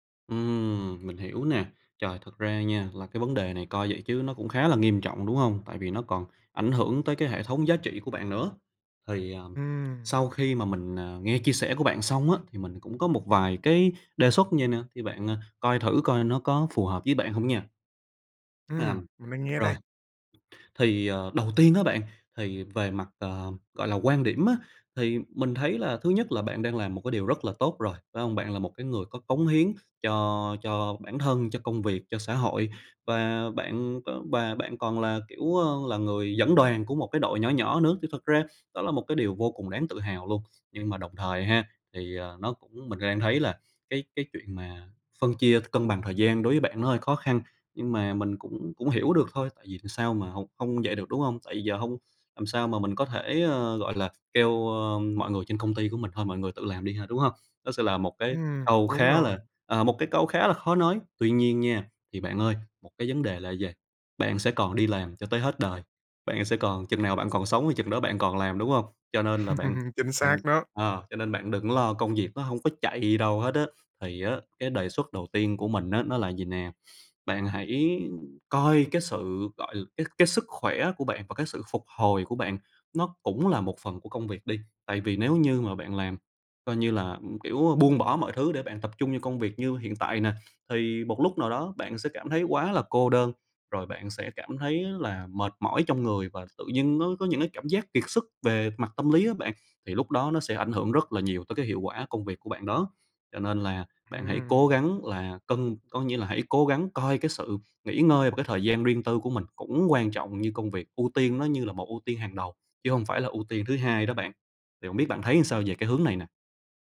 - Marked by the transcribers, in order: other background noise; tapping; laugh
- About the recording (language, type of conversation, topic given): Vietnamese, advice, Làm thế nào để đặt ranh giới rõ ràng giữa công việc và gia đình?